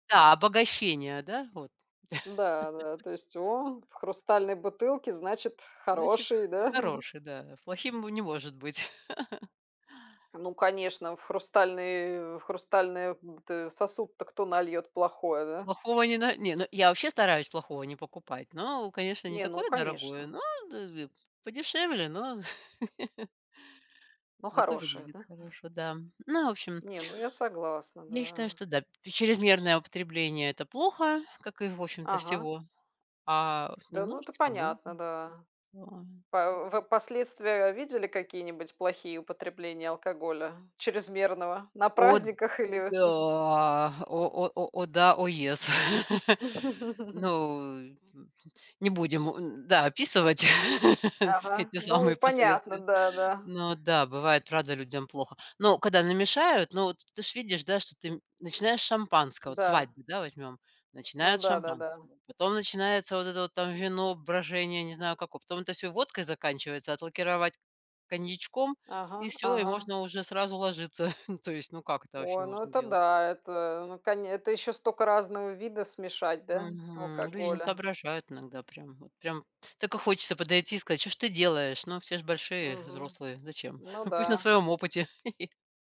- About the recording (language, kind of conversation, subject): Russian, unstructured, Как вы относитесь к чрезмерному употреблению алкоголя на праздниках?
- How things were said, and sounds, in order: laugh; chuckle; chuckle; unintelligible speech; chuckle; drawn out: "да"; in English: "yes"; chuckle; tapping; laugh; chuckle; "столько" said as "стока"; chuckle; giggle